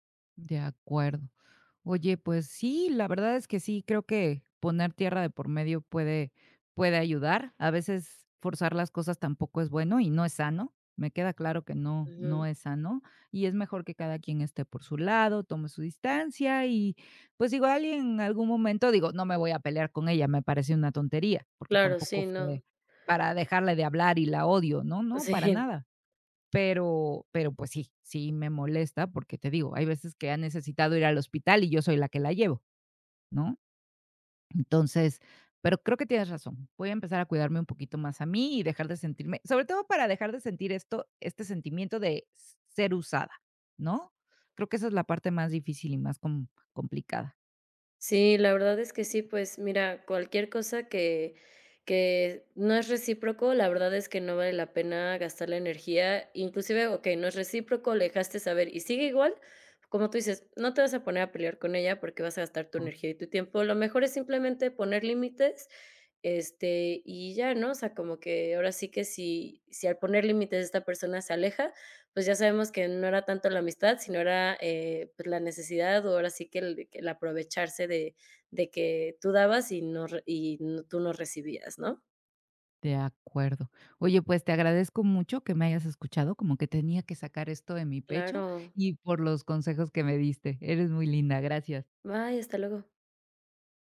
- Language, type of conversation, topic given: Spanish, advice, ¿Cómo puedo hablar con un amigo que me ignora?
- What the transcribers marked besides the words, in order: laughing while speaking: "Sí"